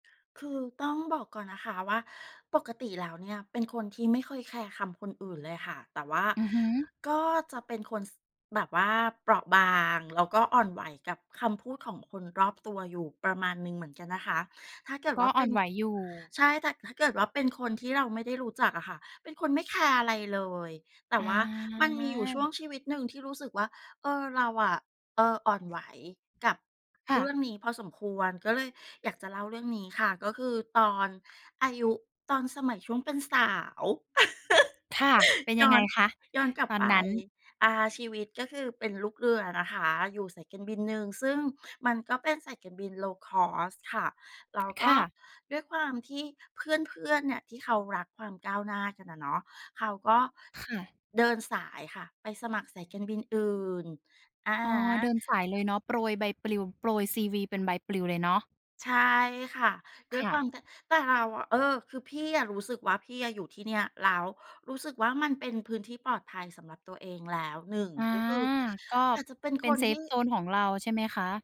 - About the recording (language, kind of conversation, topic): Thai, podcast, คุณเคยตัดสินใจทำอะไรเพราะกลัวว่าคนอื่นจะคิดอย่างไรไหม?
- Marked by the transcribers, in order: laugh; in English: "low-cost"; other background noise; in English: "เซฟโซน"